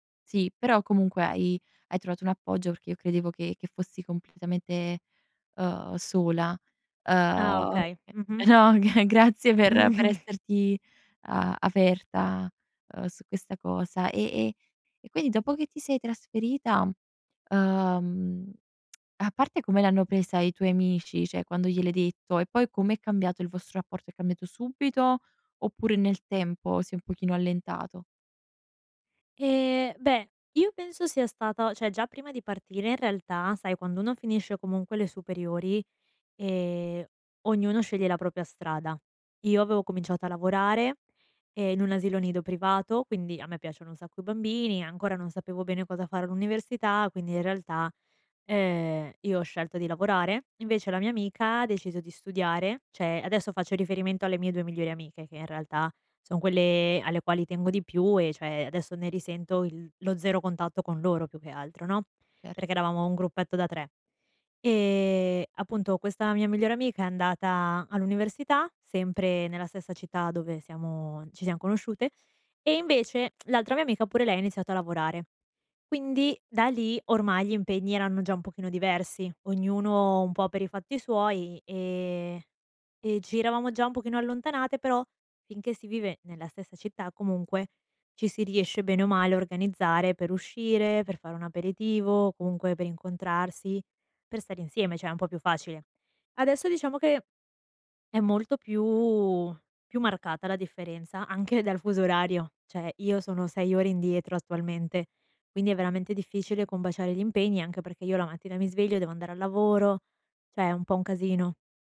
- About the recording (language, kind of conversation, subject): Italian, advice, Come posso gestire l’allontanamento dalla mia cerchia di amici dopo un trasferimento?
- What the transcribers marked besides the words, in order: tapping; laughing while speaking: "g grazie per"; chuckle; tsk; "cioè" said as "ceh"; "cioè" said as "ceh"; "propria" said as "propia"; "Cioè" said as "ceh"; "cioè" said as "ceh"; tsk; "cioè" said as "ceh"; "cioè" said as "ceh"; "cioè" said as "ceh"